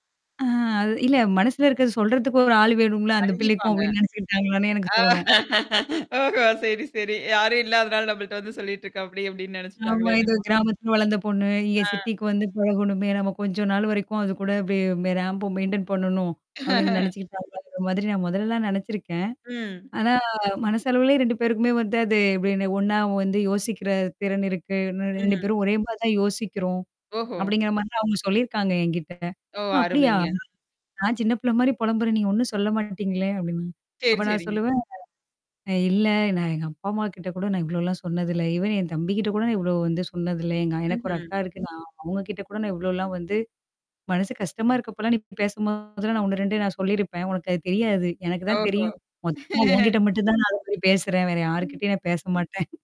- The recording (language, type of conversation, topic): Tamil, podcast, உங்கள் துணையின் குடும்பத்துடன் உள்ள உறவுகளை நீங்கள் எவ்வாறு நிர்வகிப்பீர்கள்?
- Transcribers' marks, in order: distorted speech; laughing while speaking: "ஆ ஓஹோ! சரி, சரி. யாரும் இல்லாதனால, நம்மள்ட்ட வந்து சொல்லிட்டு இருக்காப்படி"; static; mechanical hum; in English: "சிட்டிக்கு"; in English: "ரேம்ப்போ மெயின்டெயின்"; "ரேம்ப்ப" said as "ரேம்ப்போ"; laugh; in English: "ஈவன்"; tapping; laugh; laughing while speaking: "பேச மாட்டேன்"